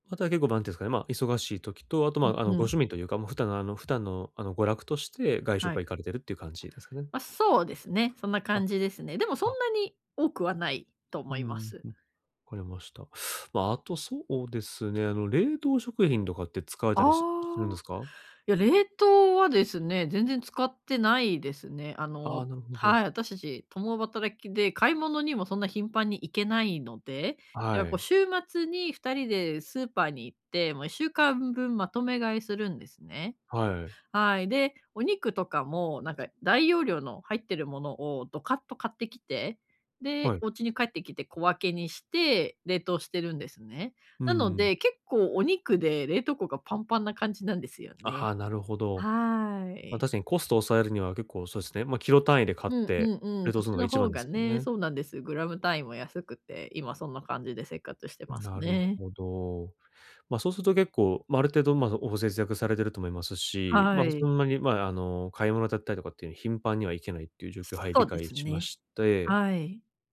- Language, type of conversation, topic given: Japanese, advice, 毎日の献立を素早く決めるにはどうすればいいですか？
- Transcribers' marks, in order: none